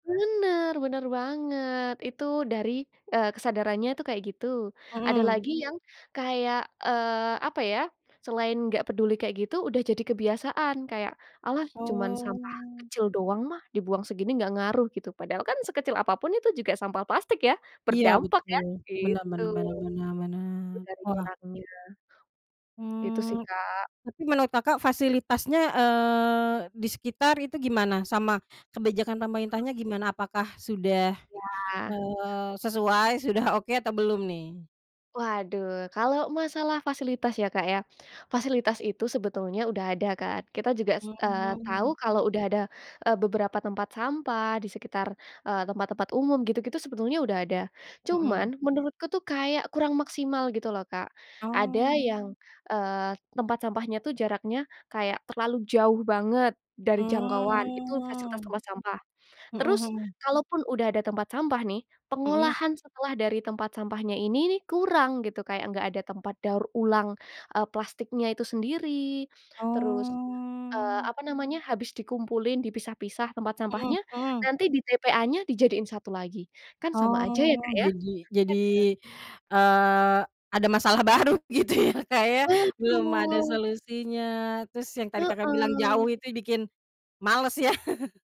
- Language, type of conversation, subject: Indonesian, podcast, Apa pandanganmu tentang sampah plastik di sekitar kita?
- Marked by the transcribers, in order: other background noise; drawn out: "Oh"; drawn out: "Oh"; laughing while speaking: "baru gitu, ya, Kak, ya"; laughing while speaking: "ya"; chuckle